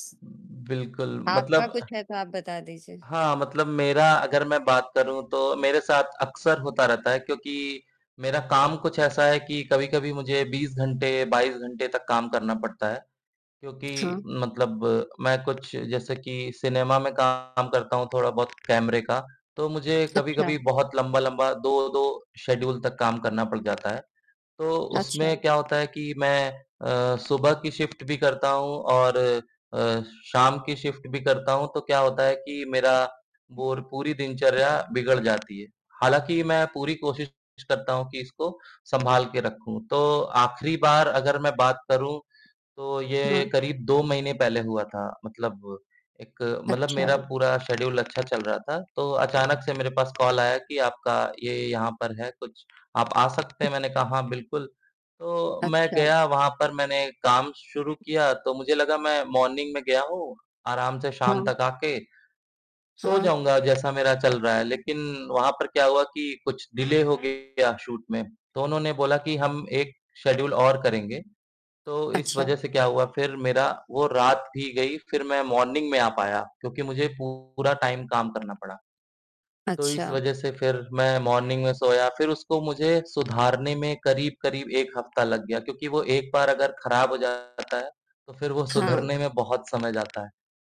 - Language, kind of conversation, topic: Hindi, unstructured, आप सुबह जल्दी उठना पसंद करेंगे या देर रात तक जागना?
- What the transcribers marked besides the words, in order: static; distorted speech; in English: "शेड्यूल"; in English: "शिफ्ट"; in English: "शिफ्ट"; in English: "शेड्यूल"; in English: "कॉल"; tapping; in English: "मॉर्निंग"; in English: "डिले"; in English: "शूट"; in English: "शेड्यूल"; in English: "मॉर्निंग"; in English: "टाइम"; in English: "मॉर्निंग"